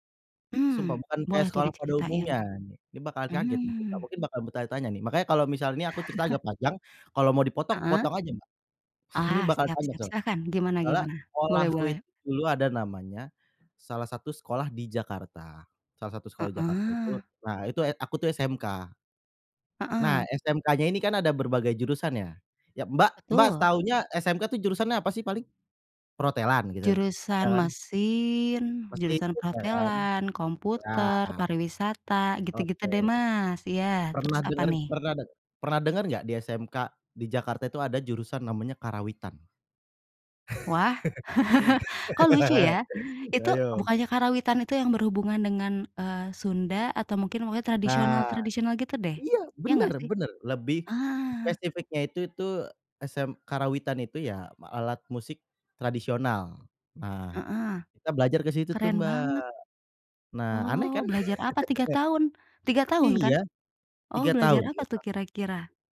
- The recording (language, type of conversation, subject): Indonesian, unstructured, Pelajaran hidup apa yang kamu dapat dari sekolah?
- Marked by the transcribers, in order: chuckle; other background noise; tapping; exhale; chuckle; laugh; background speech; laugh